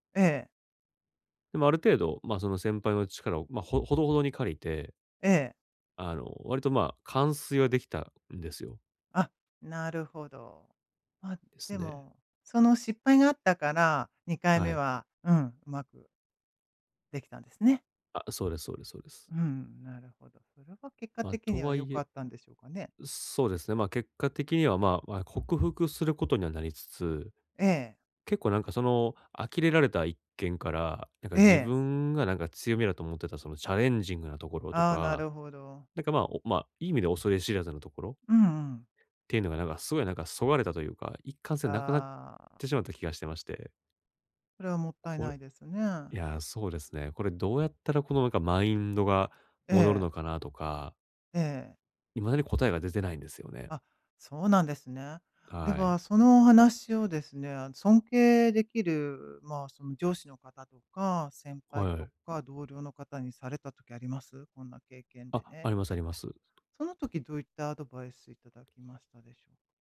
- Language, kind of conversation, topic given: Japanese, advice, どうすれば挫折感を乗り越えて一貫性を取り戻せますか？
- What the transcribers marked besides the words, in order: in English: "チャレンジング"